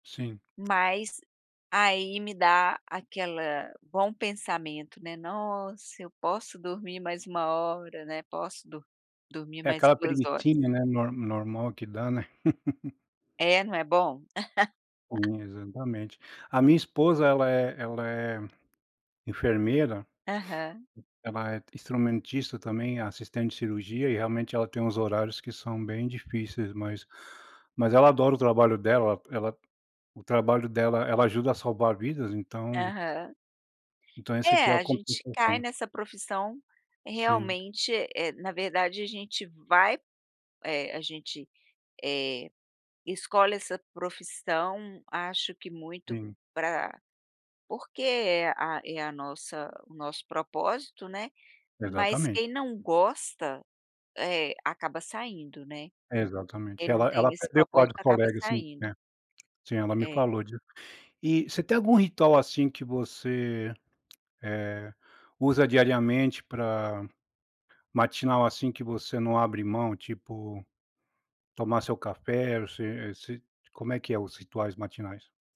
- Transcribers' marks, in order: tapping; laugh; unintelligible speech
- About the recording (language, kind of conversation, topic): Portuguese, podcast, Como é a sua rotina matinal em dias comuns?